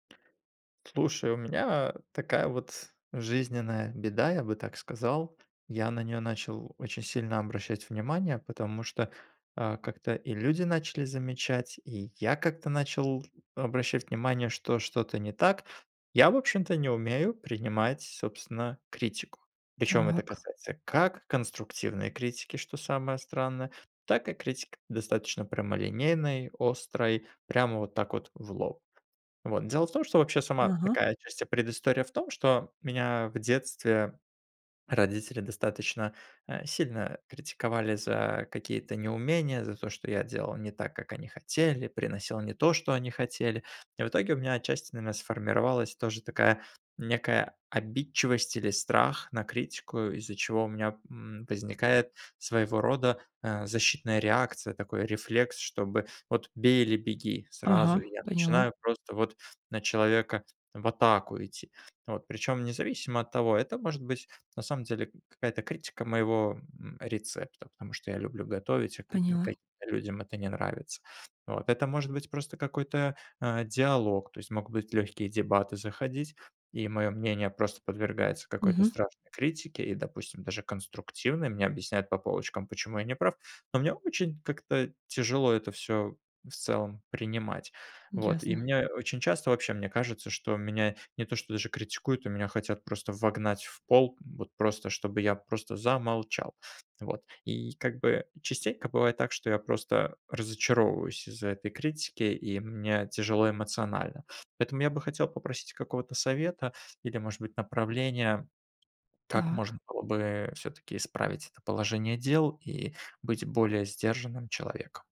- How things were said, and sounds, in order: tapping; other background noise; swallow; other noise
- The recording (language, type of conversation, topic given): Russian, advice, Почему мне трудно принимать критику?